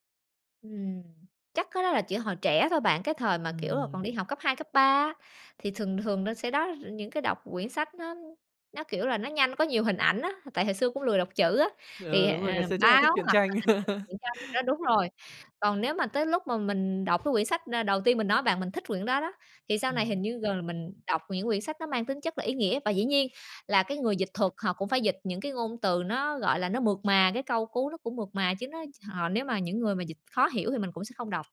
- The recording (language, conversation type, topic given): Vietnamese, podcast, Bạn thường tìm cảm hứng cho sở thích của mình ở đâu?
- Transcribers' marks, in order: tapping; other background noise; unintelligible speech; laugh